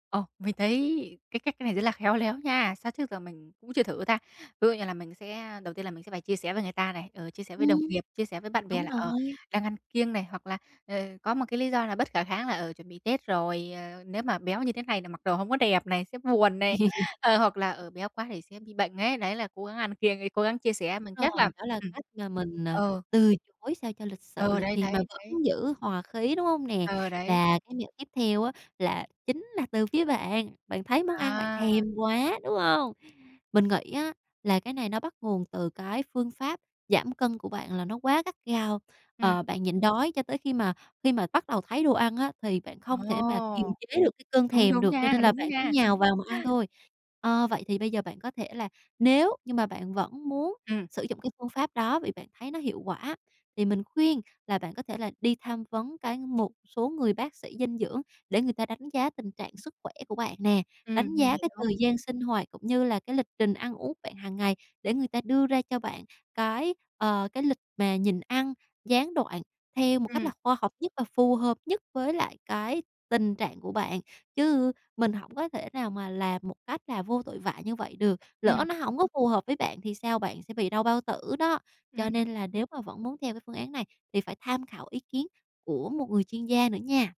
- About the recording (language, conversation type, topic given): Vietnamese, advice, Làm sao để giữ chế độ ăn uống khi đi dự tiệc?
- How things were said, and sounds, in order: tapping; chuckle; other background noise; other noise